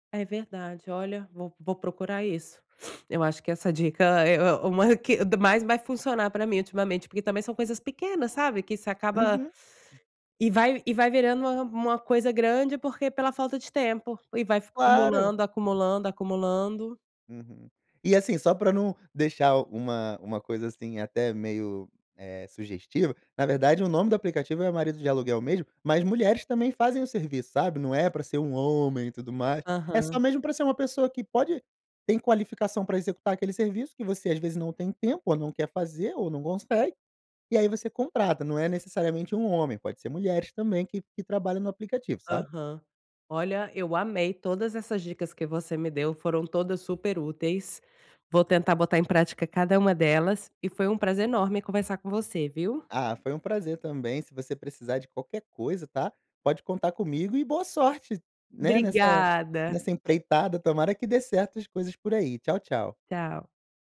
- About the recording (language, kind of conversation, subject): Portuguese, advice, Como posso lidar com a sobrecarga de tarefas e a falta de tempo para trabalho concentrado?
- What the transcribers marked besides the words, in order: sniff; tapping; background speech; other background noise